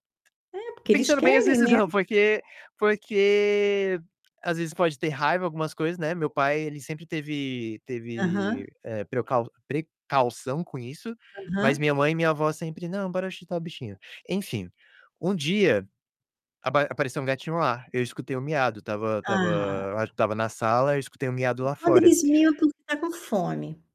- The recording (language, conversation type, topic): Portuguese, unstructured, Você acredita que os pets sentem emoções como os humanos?
- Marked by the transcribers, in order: none